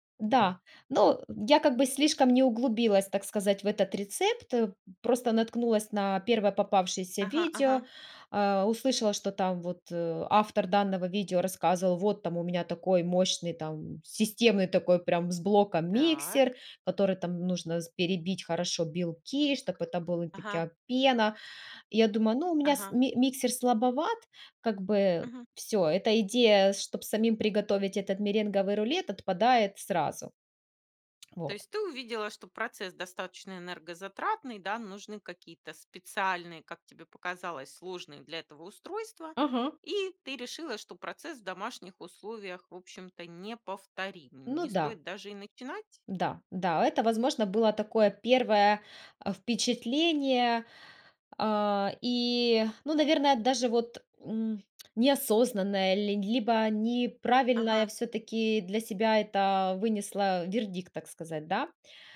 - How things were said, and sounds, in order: tapping
- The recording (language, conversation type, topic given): Russian, podcast, Какое у вас самое тёплое кулинарное воспоминание?